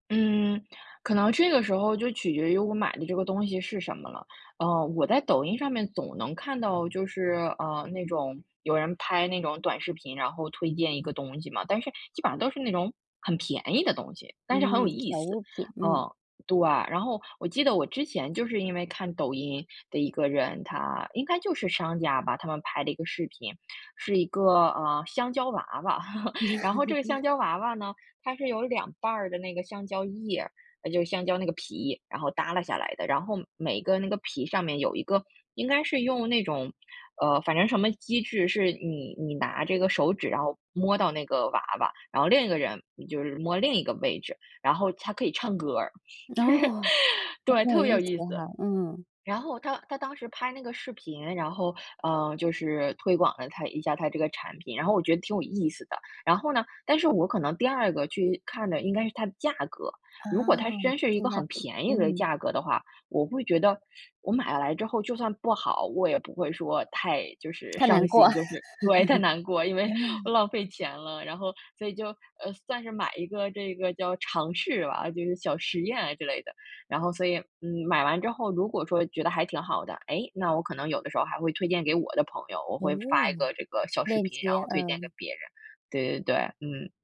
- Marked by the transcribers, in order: other background noise; laugh; laugh; laughing while speaking: "就是 对"; laugh
- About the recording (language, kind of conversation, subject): Chinese, podcast, 口碑和流量哪个更能影响你去看的决定？